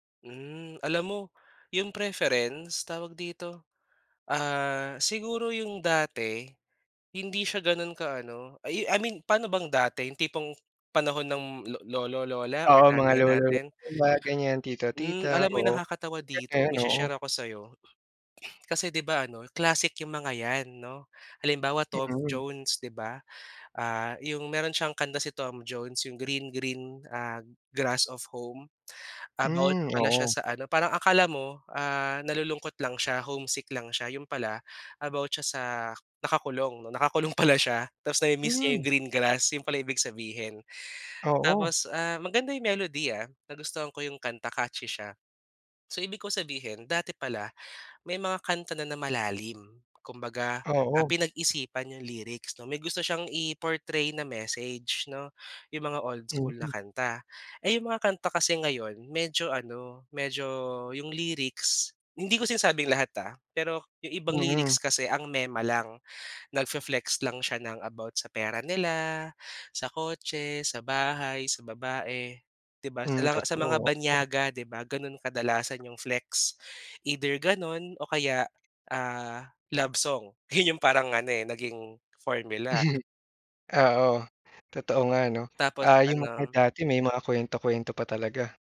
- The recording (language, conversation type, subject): Filipino, podcast, Mas gusto mo ba ang mga kantang nasa sariling wika o mga kantang banyaga?
- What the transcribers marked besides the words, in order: other background noise; in English: "catchy"; in English: "portray"; in English: "old school"; in English: "nagfe-flex"; wind; in English: "flex either"; in English: "formula"